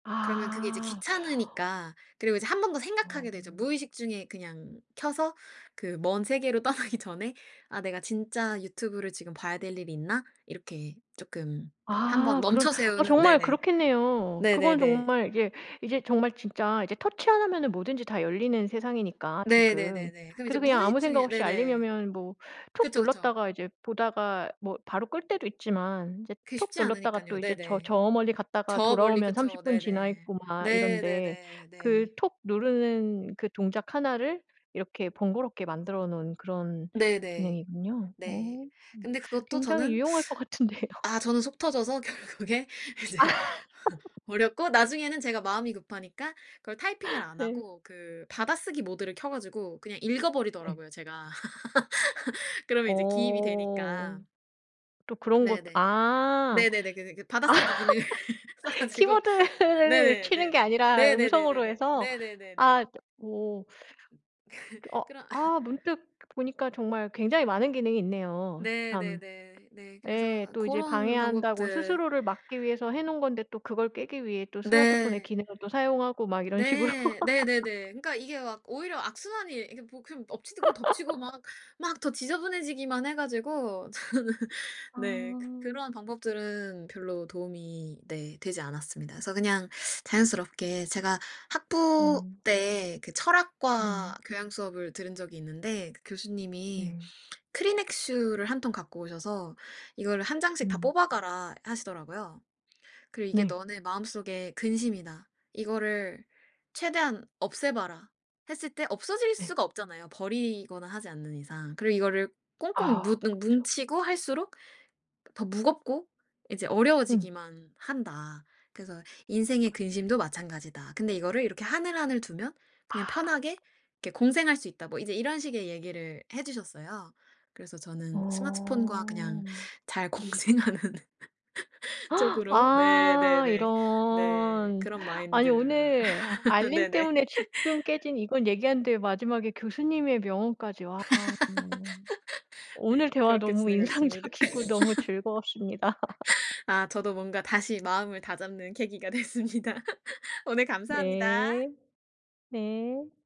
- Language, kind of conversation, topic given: Korean, podcast, 알림 때문에 집중이 깨질 때 대처법 있나요?
- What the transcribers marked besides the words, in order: inhale; laughing while speaking: "떠나기"; other background noise; teeth sucking; laughing while speaking: "같은데요"; laughing while speaking: "결국에 이제"; laugh; laugh; laugh; laugh; laughing while speaking: "키보드를"; laugh; laughing while speaking: "써 가지고"; tapping; laughing while speaking: "그"; laugh; laugh; laugh; laughing while speaking: "저는"; "크리넥스" said as "크리넥수"; gasp; drawn out: "아 이런"; laughing while speaking: "공생하는"; laugh; laugh; laugh; laughing while speaking: "인상적이고"; laugh; laughing while speaking: "됐습니다"; laugh